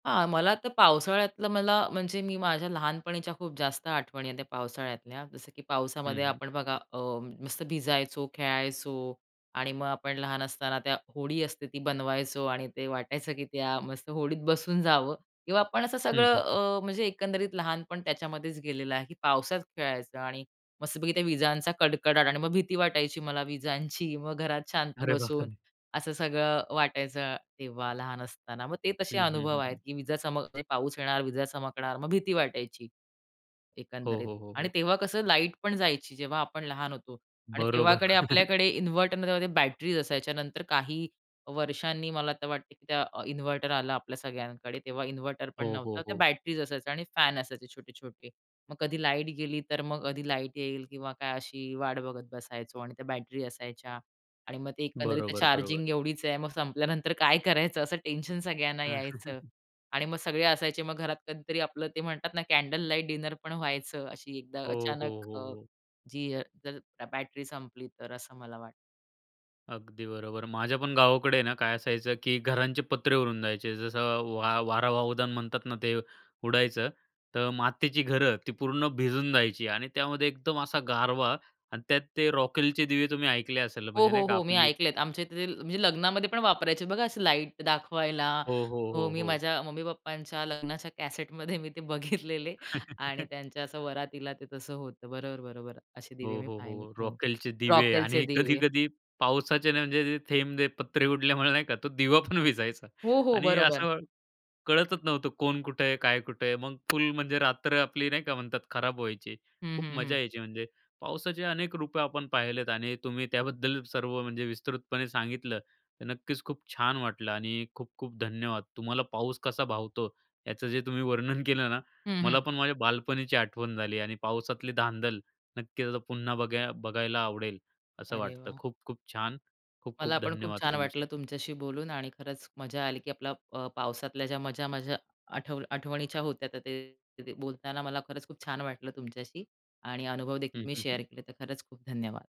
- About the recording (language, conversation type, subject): Marathi, podcast, पावसात फिरताना तुम्हाला काय भावतं?
- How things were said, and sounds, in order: tapping; other background noise; chuckle; chuckle; in English: "कॅन्डल लाईट डिनर"; unintelligible speech; chuckle; laughing while speaking: "बघितलेले"; laughing while speaking: "पण विझायचा"; in English: "शेअर"